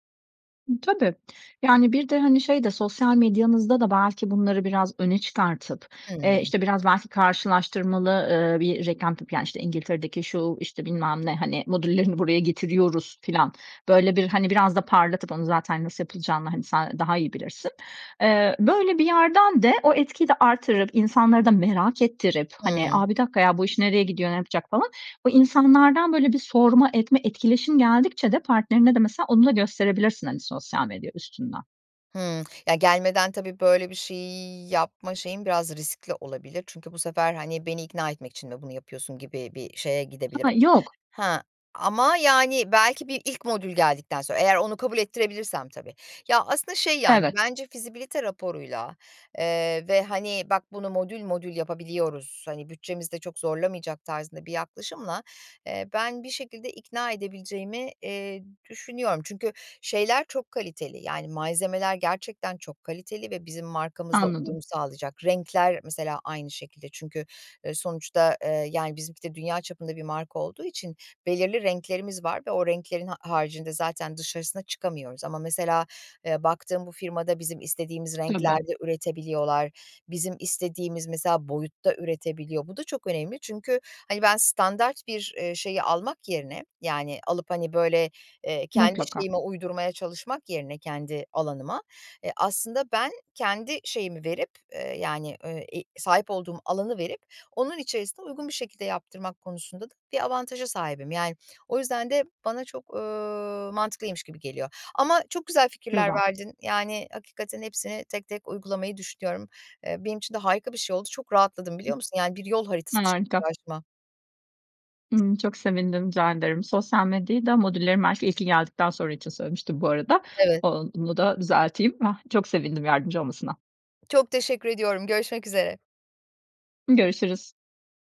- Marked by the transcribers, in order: other background noise
- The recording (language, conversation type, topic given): Turkish, advice, Ortağınızla işin yönü ve vizyon konusunda büyük bir fikir ayrılığı yaşıyorsanız bunu nasıl çözebilirsiniz?